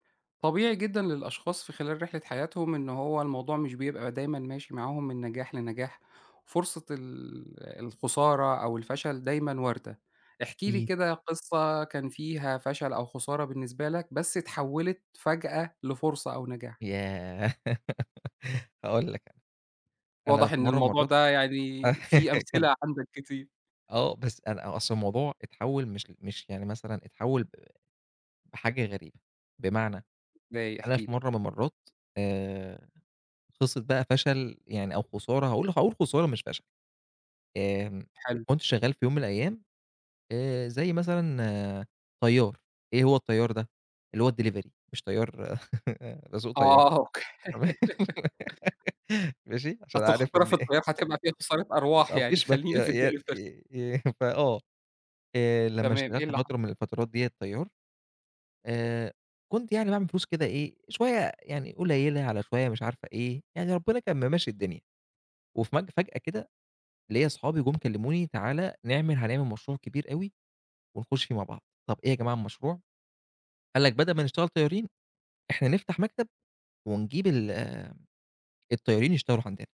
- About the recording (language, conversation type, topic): Arabic, podcast, ممكن تحكيلنا عن خسارة حصلت لك واتحوّلت لفرصة مفاجئة؟
- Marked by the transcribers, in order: laugh; laugh; in English: "الديليفري"; laughing while speaking: "آه، أوكي"; chuckle; laugh; giggle; in English: "الدليفري"; chuckle